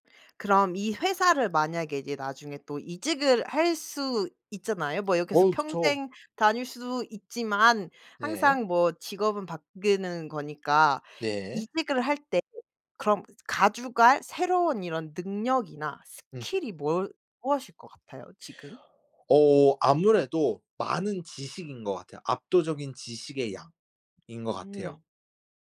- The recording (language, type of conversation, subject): Korean, podcast, 직업을 바꾸게 된 계기는 무엇이었나요?
- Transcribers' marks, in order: other background noise